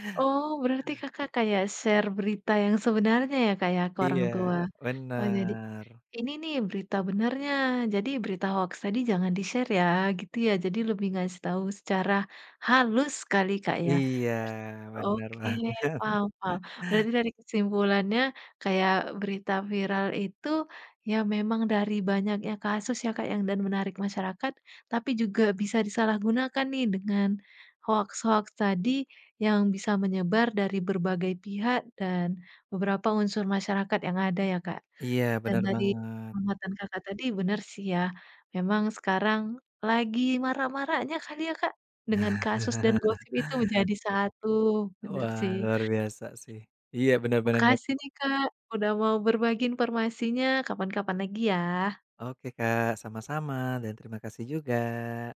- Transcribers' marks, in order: in English: "share"; in English: "di-share"; laughing while speaking: "banget"; chuckle; other background noise
- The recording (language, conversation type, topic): Indonesian, podcast, Menurut pengamatan Anda, bagaimana sebuah cerita di media sosial bisa menjadi viral?